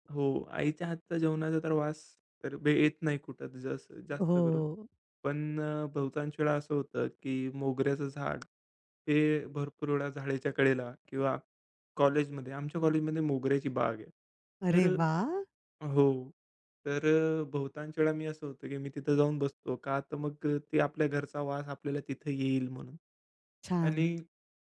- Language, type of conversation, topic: Marathi, podcast, कोणत्या वासाने तुला लगेच घर आठवतं?
- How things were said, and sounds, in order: tapping